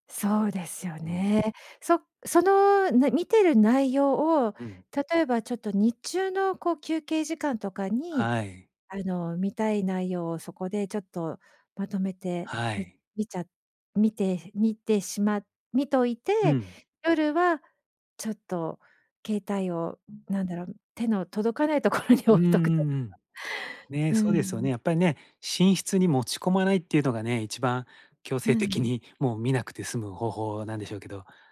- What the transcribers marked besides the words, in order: tapping; laughing while speaking: "ところに置いとくとか"
- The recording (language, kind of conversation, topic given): Japanese, advice, 夜更かしの習慣を改善するには、まず何から始めればよいですか？